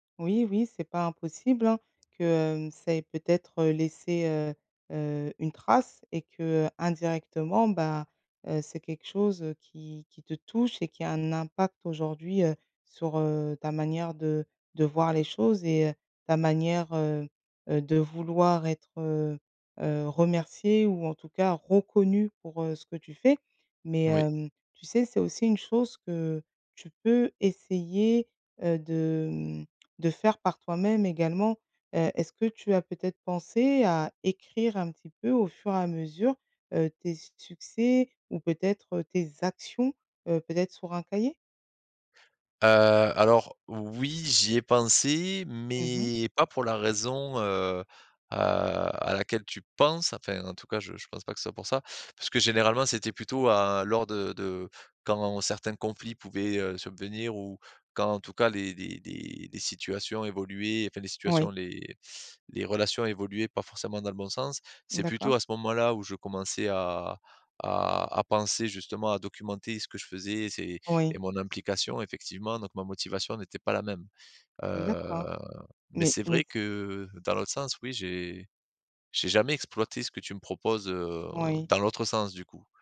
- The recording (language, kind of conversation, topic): French, advice, Comment demander un retour honnête après une évaluation annuelle ?
- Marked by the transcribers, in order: tapping